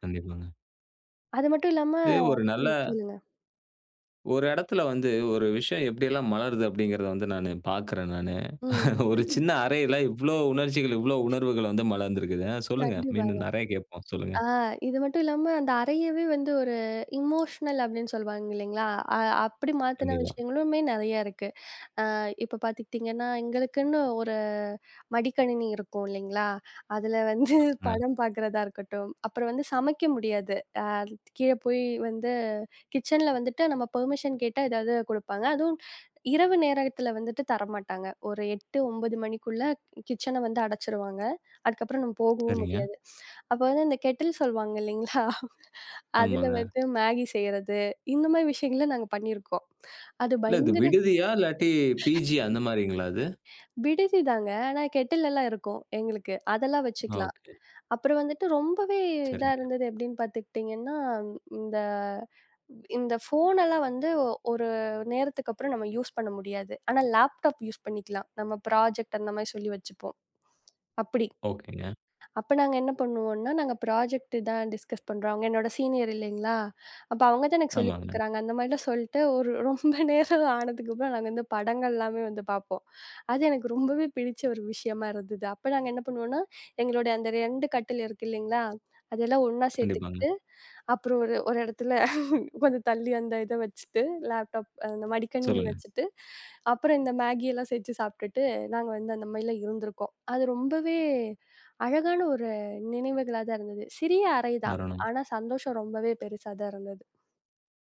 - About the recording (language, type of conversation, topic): Tamil, podcast, சிறிய அறையை பயனுள்ளதாக எப்படிச் மாற்றுவீர்கள்?
- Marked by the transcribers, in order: laughing while speaking: "ஒரு சின்ன அறையில இவ்ளோ உணர்ச்சிகள்"; chuckle; in English: "எமோஷனல்"; drawn out: "ஒரு"; laughing while speaking: "அதுல வந்து"; other noise; drawn out: "வந்து"; in English: "கிட்சன்ல"; in English: "பர்மிஷன்"; in English: "கெட்டில்"; laughing while speaking: "சொல்லுவாங்க இல்லீங்களா?"; laugh; in English: "கெட்டில்"; in English: "பிஜி"; in English: "ஃபோன்"; in English: "யூஸ்"; in English: "யூஸ்"; in English: "ப்ராஜெக்ட்"; in English: "ப்ராஜெக்ட்"; in English: "டிஸ்கஸ்"; in English: "சீனியர்"; laughing while speaking: "ஒரு ரொம்ப நேரம் ஆனதுக்கு அப்புறம் நாங்க அந்தப் படங்கள் எல்லாமே வந்து பார்ப்போம்"; laughing while speaking: "ஒரு இடத்துல கொஞ்சம் தள்ளி அந்த இதை வச்சிட்டு லேப்டாப் அந்த மடிக்கணினி வச்சிட்டு"; unintelligible speech